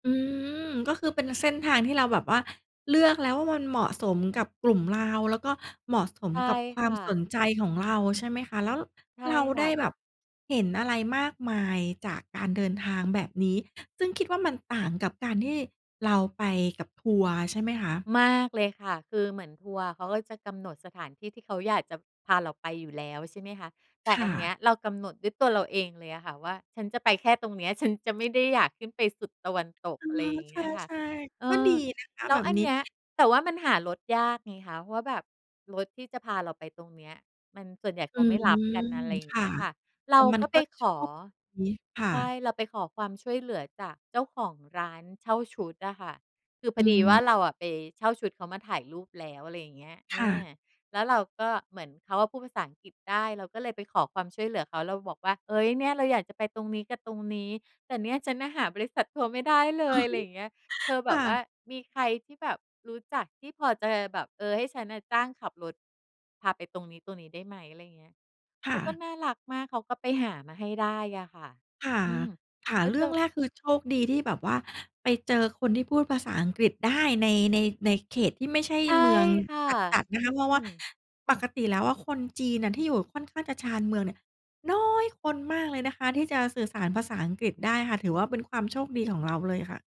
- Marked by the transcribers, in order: other background noise; chuckle; stressed: "น้อย"
- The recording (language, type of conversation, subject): Thai, podcast, การเดินทางแบบเนิบช้าทำให้คุณมองเห็นอะไรได้มากขึ้น?